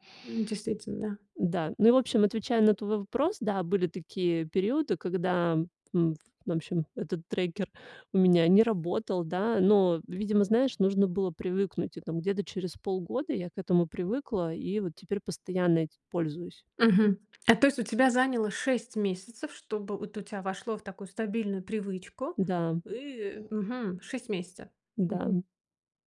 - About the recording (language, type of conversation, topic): Russian, podcast, Какие маленькие шаги помогают тебе расти каждый день?
- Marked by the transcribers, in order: tapping; other background noise